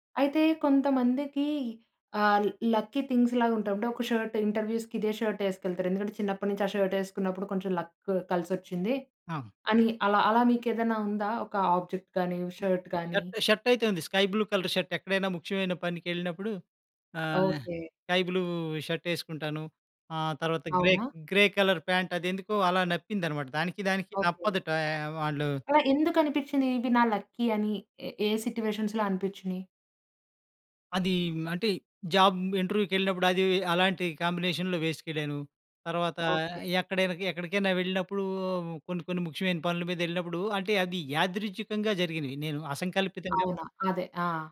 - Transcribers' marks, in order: in English: "లక్కీ థింగ్స్"; in English: "షర్ట్ ఇంటర్‌వ్యూస్‌కి"; in English: "షర్ట్"; in English: "షర్ట్"; in English: "లక్"; in English: "ఆబ్జెక్ట్"; other noise; in English: "షర్ట్ షర్ట్"; in English: "షర్ట్"; in English: "స్కై బ్లూ కలర్ షర్ట్"; in English: "స్కై బ్లూ షర్ట్"; in English: "గ్రే గ్రే కలర్ పాంట్"; in English: "లక్కీ"; in English: "సిట్యుయేషన్స్‌లో"; in English: "జాబ్ ఇంటర్‌వ్యూకెళ్ళినప్పుడు"; in English: "కాంబినేషన్‌లో"
- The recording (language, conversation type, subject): Telugu, podcast, మీ జీవితంలో ఒక అదృష్టసంధర్భం గురించి చెప్పగలరా?